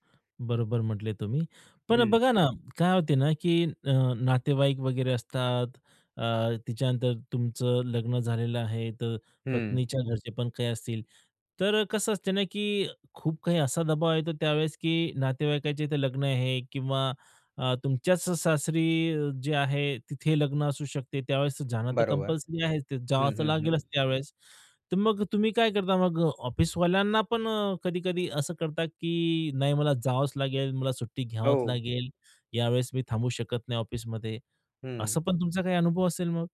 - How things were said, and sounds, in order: in English: "कंपल्सरी"
- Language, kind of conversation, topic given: Marathi, podcast, काम आणि घर यांचा समतोल तुम्ही कसा सांभाळता?